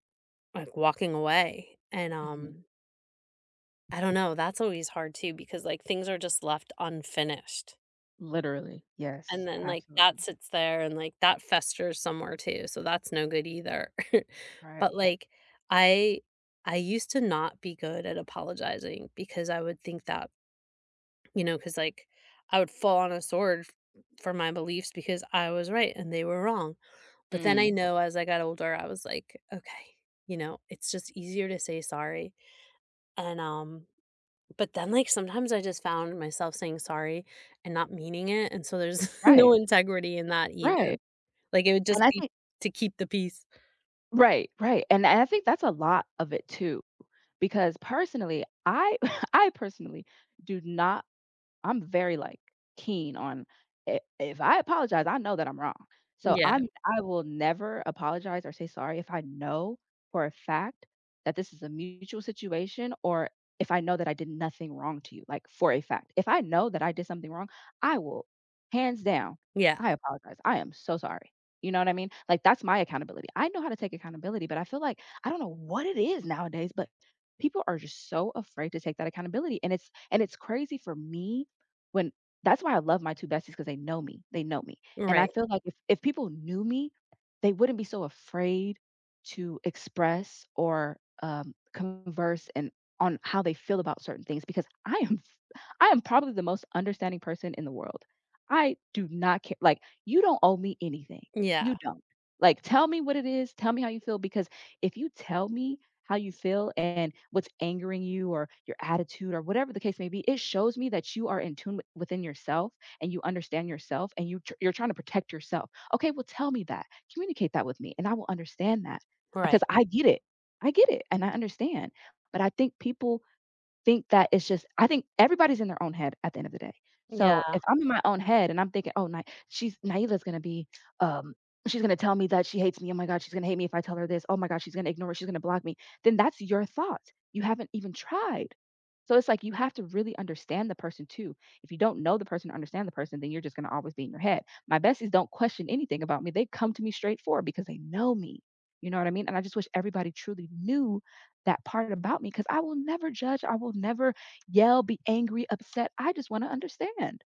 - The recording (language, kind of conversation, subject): English, unstructured, How do you rebuild a friendship after a big argument?
- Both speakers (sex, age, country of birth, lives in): female, 30-34, United States, United States; female, 50-54, United States, United States
- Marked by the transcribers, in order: tapping; chuckle; chuckle; chuckle; stressed: "knew"